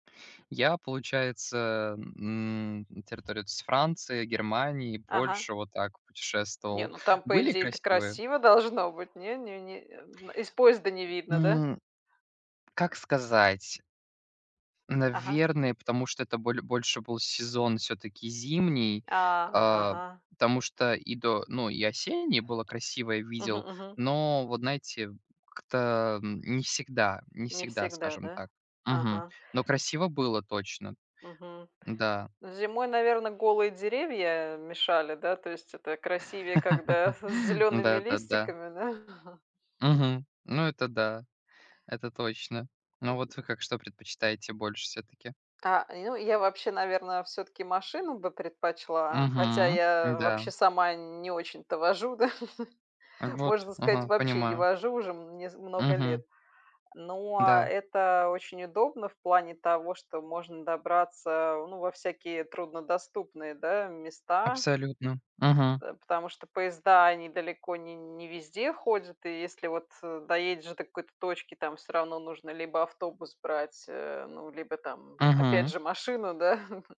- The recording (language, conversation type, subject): Russian, unstructured, Вы бы выбрали путешествие на машине или на поезде?
- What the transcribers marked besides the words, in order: tapping; other background noise; chuckle; chuckle; chuckle; chuckle